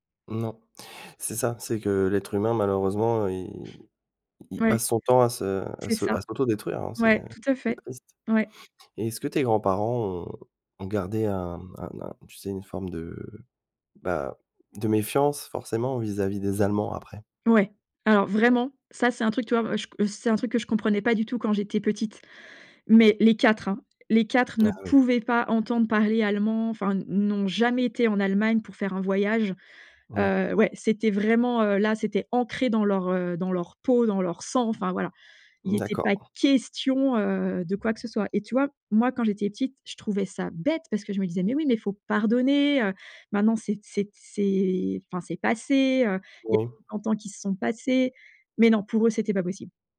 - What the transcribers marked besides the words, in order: other background noise; stressed: "vraiment"; unintelligible speech; stressed: "pouvaient"; stressed: "peau"; stressed: "sang"; stressed: "question"; tapping; stressed: "bête"; stressed: "pardonner"; unintelligible speech
- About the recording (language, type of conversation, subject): French, podcast, Comment les histoires de guerre ou d’exil ont-elles marqué ta famille ?